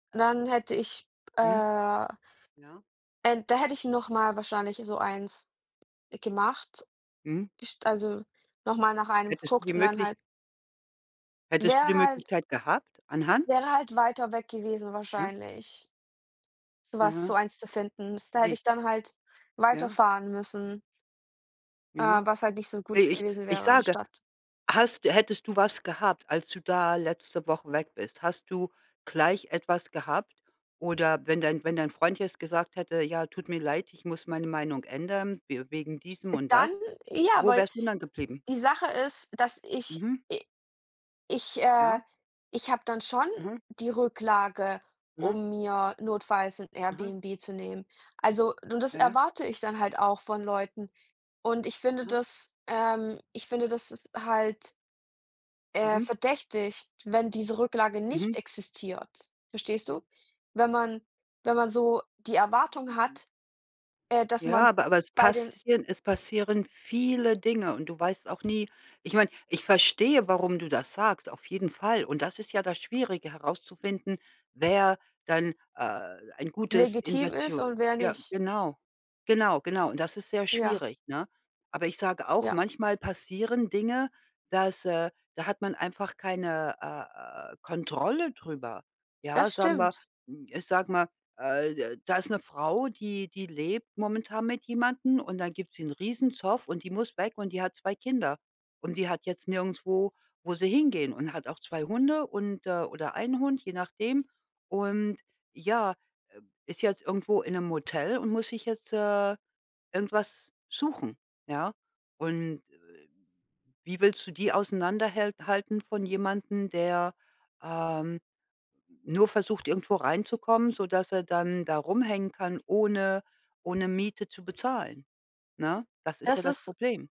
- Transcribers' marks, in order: other background noise; tapping; stressed: "nicht"; unintelligible speech; stressed: "viele"
- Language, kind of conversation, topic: German, unstructured, Was motiviert dich, anderen zu helfen?